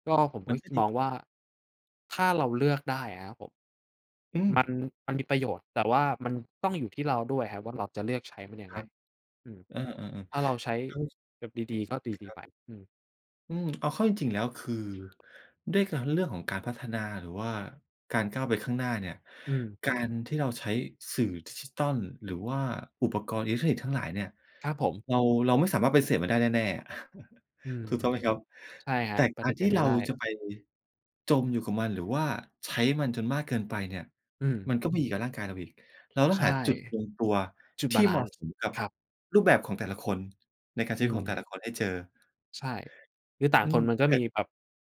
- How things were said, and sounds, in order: tapping; other background noise; sniff; unintelligible speech; laugh
- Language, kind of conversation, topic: Thai, podcast, คุณเคยลองดีท็อกซ์ดิจิทัลไหม และผลเป็นอย่างไรบ้าง?